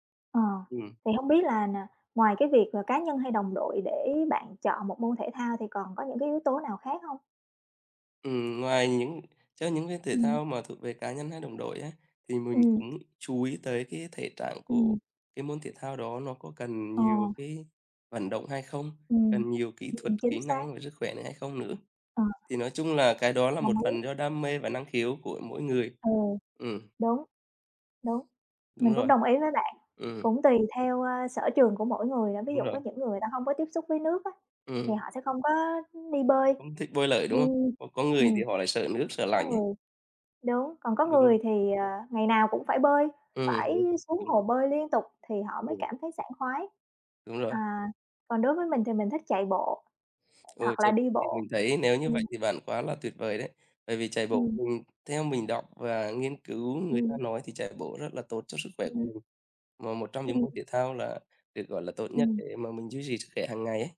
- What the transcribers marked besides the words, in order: tapping; other background noise; unintelligible speech
- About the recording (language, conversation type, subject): Vietnamese, unstructured, Những yếu tố nào bạn cân nhắc khi chọn một môn thể thao để chơi?